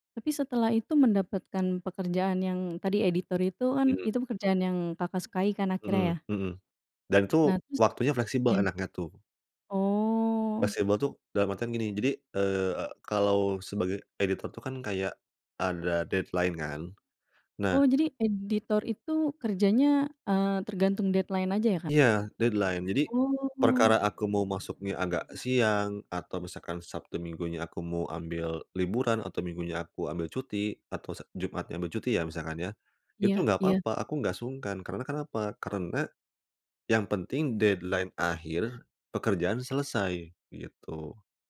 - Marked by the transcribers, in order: drawn out: "Oh"; in English: "deadline"; in English: "deadline"; in English: "deadline"; in English: "deadline"
- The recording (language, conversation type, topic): Indonesian, podcast, Bagaimana kamu memutuskan antara gaji tinggi dan pekerjaan yang kamu sukai?